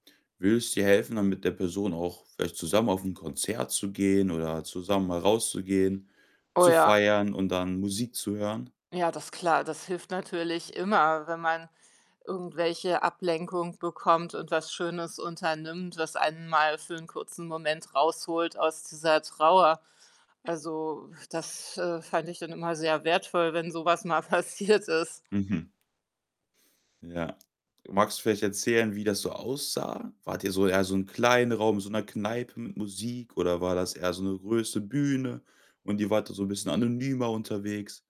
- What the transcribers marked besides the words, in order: other background noise; tapping; "große" said as "größe"
- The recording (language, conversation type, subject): German, podcast, Welche Musik tröstet dich bei Liebeskummer?